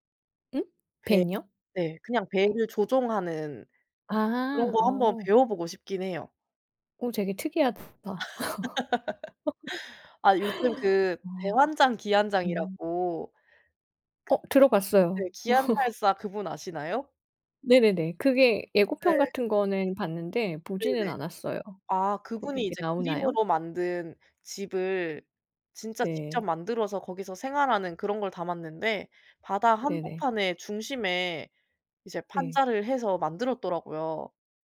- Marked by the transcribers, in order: tapping; laugh; laugh; other background noise; laugh
- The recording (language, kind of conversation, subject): Korean, unstructured, 요즘 가장 즐겨 하는 취미는 무엇인가요?